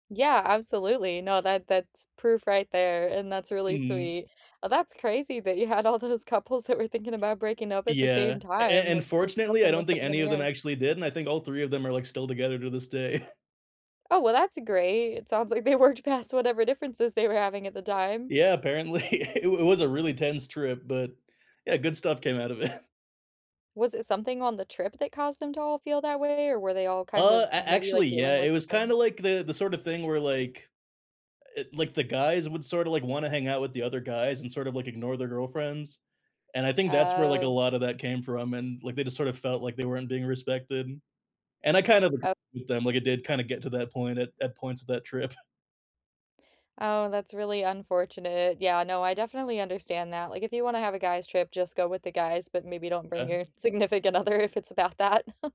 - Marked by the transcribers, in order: laughing while speaking: "had all those couples"; chuckle; other background noise; laughing while speaking: "sounds like they worked past"; laughing while speaking: "apparently"; laughing while speaking: "it"; laughing while speaking: "trip"; laughing while speaking: "significant other if it's about that"; chuckle
- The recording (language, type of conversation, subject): English, unstructured, Can you remember a moment when you felt really loved?
- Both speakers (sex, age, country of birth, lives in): female, 35-39, United States, United States; male, 30-34, India, United States